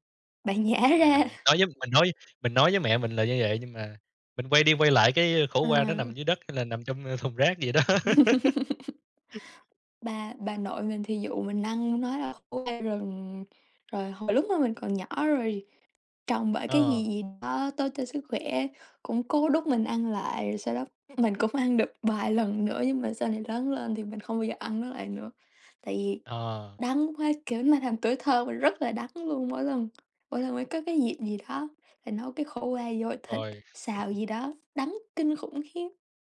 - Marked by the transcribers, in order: tapping; laughing while speaking: "Bạn nhả ra"; other background noise; laugh; "nhồi" said as "giồi"; laugh
- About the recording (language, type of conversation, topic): Vietnamese, unstructured, Món ăn nào bạn từng thử nhưng không thể nuốt được?
- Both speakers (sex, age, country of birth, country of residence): female, 18-19, Vietnam, United States; male, 30-34, Vietnam, Vietnam